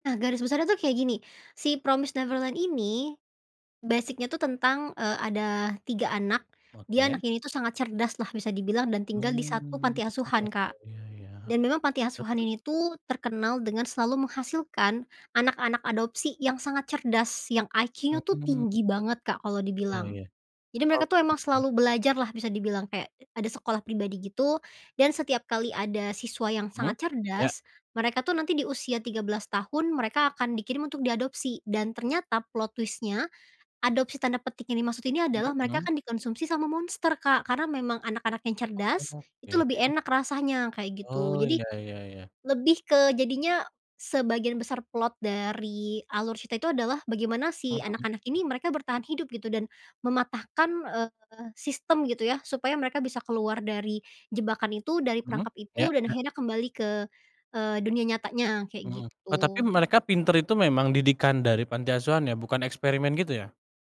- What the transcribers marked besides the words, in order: in English: "basic-nya"; other background noise; in English: "plot twist-nya"; other weather sound
- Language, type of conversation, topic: Indonesian, podcast, Pernahkah sebuah buku mengubah cara pandangmu tentang sesuatu?